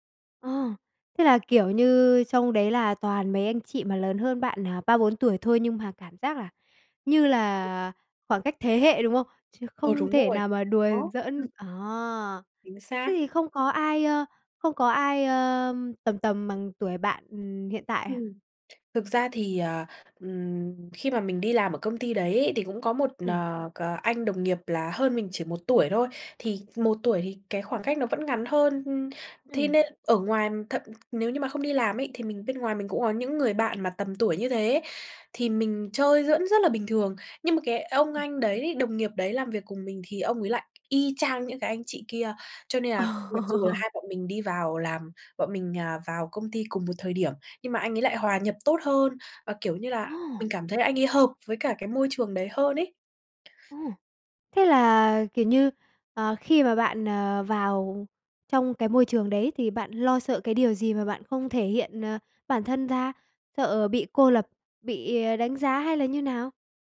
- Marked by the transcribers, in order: tapping; other background noise; laughing while speaking: "Ồ"
- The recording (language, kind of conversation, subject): Vietnamese, advice, Tại sao bạn phải giấu con người thật của mình ở nơi làm việc vì sợ hậu quả?